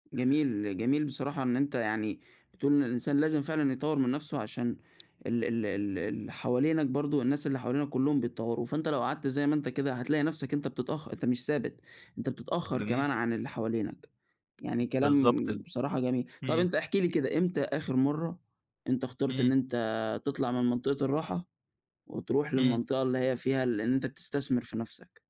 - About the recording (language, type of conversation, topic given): Arabic, podcast, إيه اللي خلاك تختار النمو بدل الراحة؟
- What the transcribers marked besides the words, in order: tapping